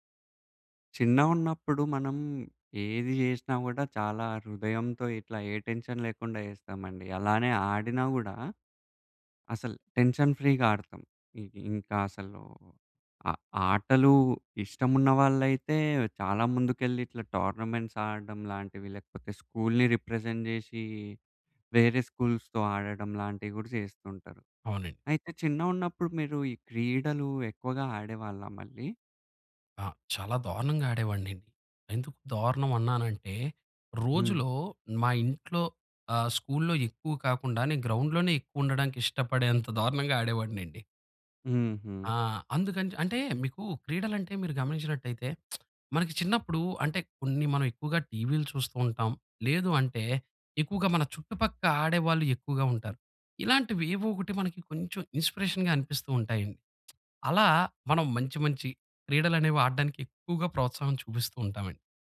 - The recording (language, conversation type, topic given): Telugu, podcast, నువ్వు చిన్నప్పుడే ఆసక్తిగా నేర్చుకుని ఆడడం మొదలుపెట్టిన క్రీడ ఏదైనా ఉందా?
- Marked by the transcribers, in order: in English: "టెన్షన్"; in English: "టెన్షన్ ఫ్రీగా"; in English: "టోర్నమెంట్స్"; in English: "రిప్రజెంట్"; in English: "స్కూ‌ల్స్‌తో"; in English: "గ్రౌండ్‌లోనే"; lip smack; in English: "ఇన్స్‌పిరేషన్‌గా"; other background noise